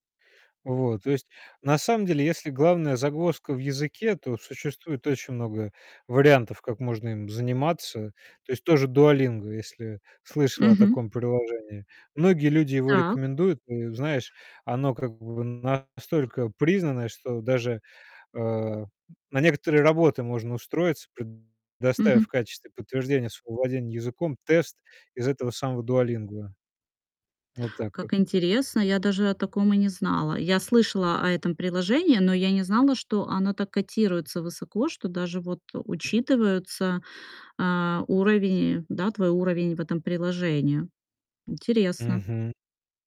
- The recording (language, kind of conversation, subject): Russian, advice, Как вы планируете вернуться к учёбе или сменить профессию в зрелом возрасте?
- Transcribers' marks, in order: distorted speech; "Дуолинго" said as "дуолингуа"; other background noise; tapping